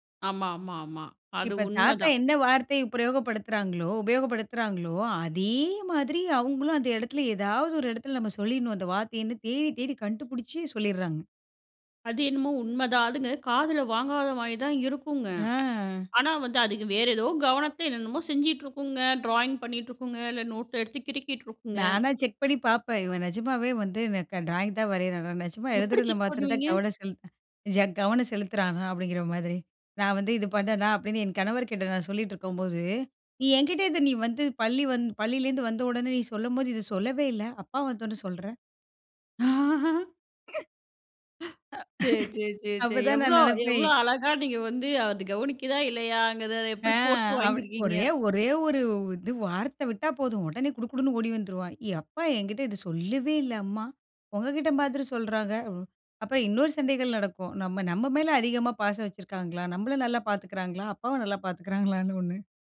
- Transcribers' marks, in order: drawn out: "அ"; in English: "ட்ராயிங்"; chuckle; in English: "ட்ராயிங்"; anticipating: "எப்படி செக் பண்ணுவீங்க?"; chuckle; hiccup; laughing while speaking: "அப்ப தான் நான் நெனைப்பேன்"; inhale; laughing while speaking: "சரி, சரி, சரி. எவ்ளோ எவ்ளோ … எப்டி போட்டு வாங்கியிருக்கீங்க!"; laughing while speaking: "பார்த்துக்கிறாங்களான்னு ஒ்ண்ணு"
- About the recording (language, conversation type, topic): Tamil, podcast, குழந்தைகள் அருகில் இருக்கும்போது அவர்களின் கவனத்தை வேறு விஷயத்திற்குத் திருப்புவது எப்படி?